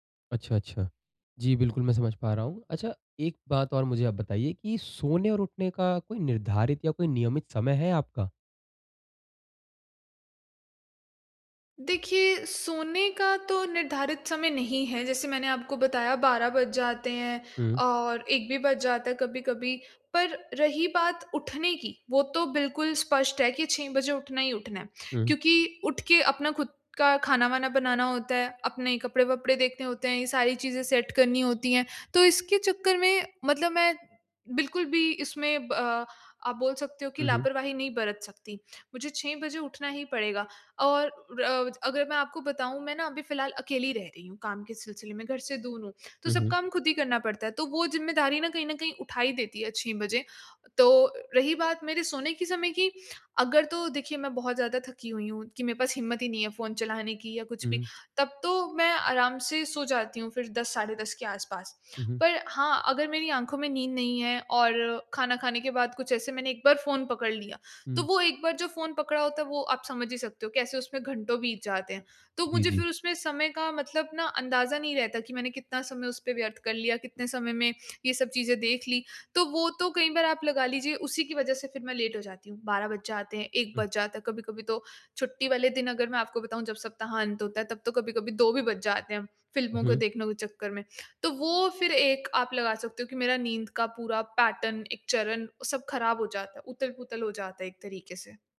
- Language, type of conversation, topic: Hindi, advice, दिन भर ऊर्जावान रहने के लिए कौन-सी आदतें अपनानी चाहिए?
- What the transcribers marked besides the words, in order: in English: "सेट"; in English: "लेट"; in English: "पैटर्न"